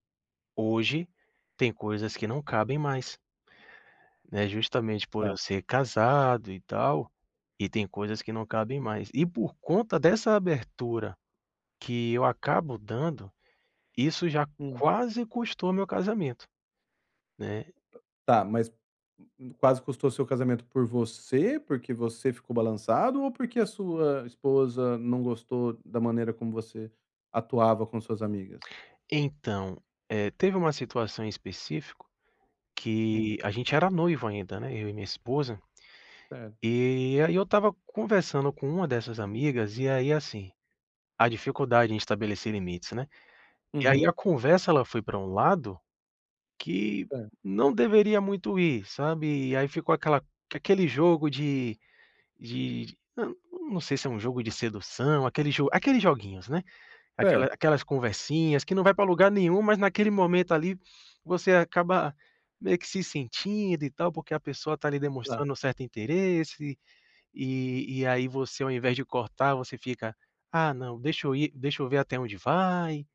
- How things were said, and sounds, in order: tapping
- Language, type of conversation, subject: Portuguese, advice, Como posso estabelecer limites claros no início de um relacionamento?